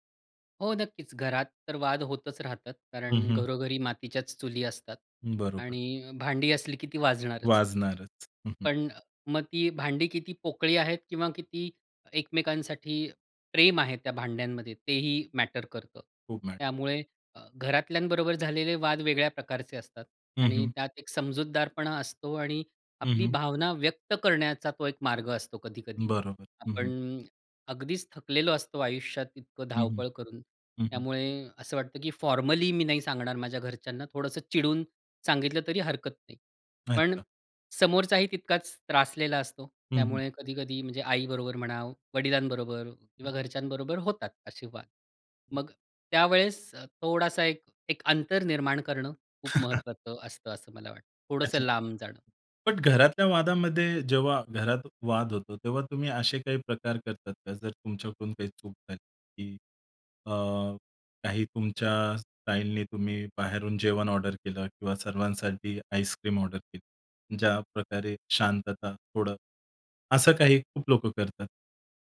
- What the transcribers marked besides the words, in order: chuckle; chuckle; other background noise
- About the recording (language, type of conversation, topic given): Marathi, podcast, वाद वाढू न देता आपण स्वतःला शांत कसे ठेवता?